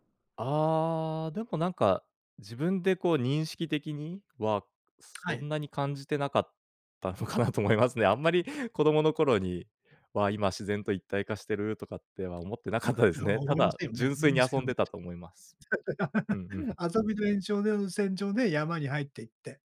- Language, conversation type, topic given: Japanese, podcast, 登山中、ものの見方が変わったと感じた瞬間はありますか？
- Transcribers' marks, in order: tapping; laughing while speaking: "のかなと思いますね"; laughing while speaking: "思ってなかったですね"; other background noise; laugh